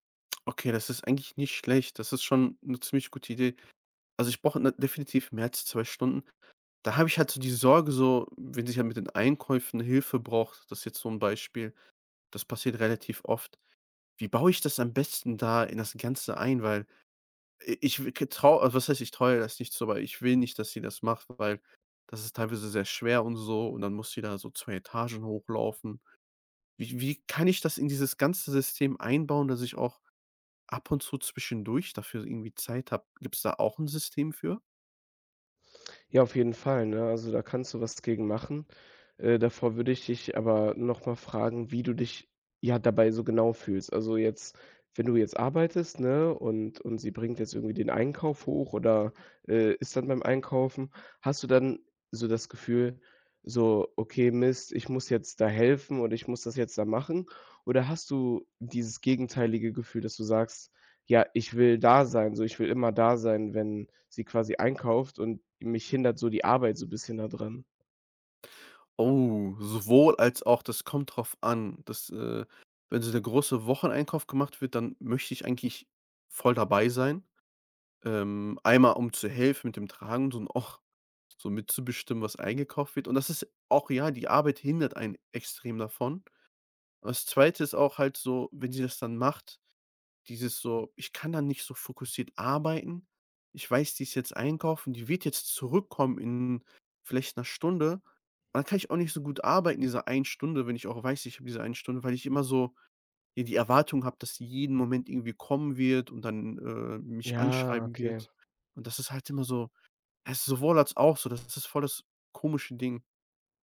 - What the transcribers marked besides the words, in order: drawn out: "Ja"
- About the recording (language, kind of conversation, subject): German, advice, Wie kann ich mit häufigen Unterbrechungen durch Kollegen oder Familienmitglieder während konzentrierter Arbeit umgehen?